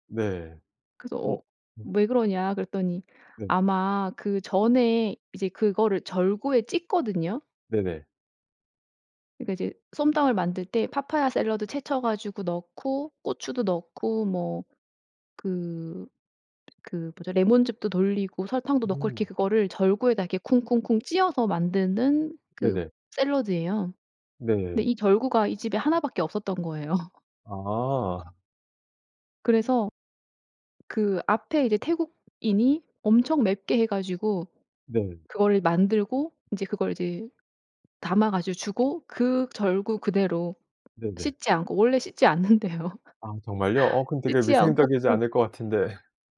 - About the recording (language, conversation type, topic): Korean, podcast, 음식 때문에 생긴 웃긴 에피소드가 있나요?
- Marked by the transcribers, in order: other background noise; laugh; tapping; laughing while speaking: "않는대요"; laugh; laugh